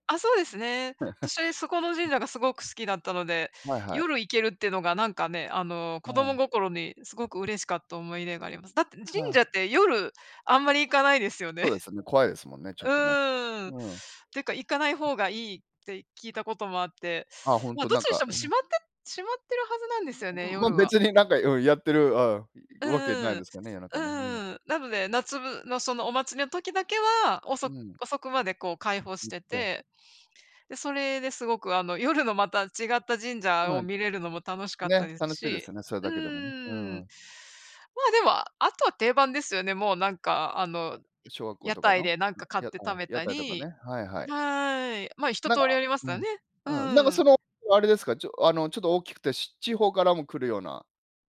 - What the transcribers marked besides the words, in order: chuckle
- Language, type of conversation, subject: Japanese, unstructured, 祭りに行った思い出はありますか？